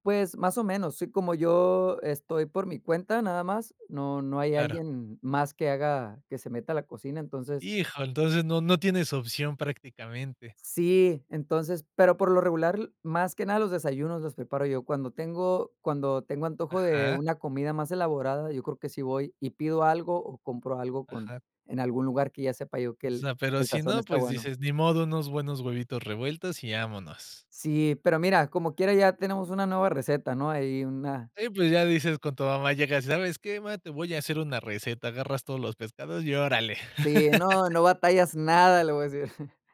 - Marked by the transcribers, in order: laugh; other background noise; chuckle
- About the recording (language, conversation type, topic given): Spanish, podcast, ¿Cuál fue tu mayor desastre culinario y qué aprendiste?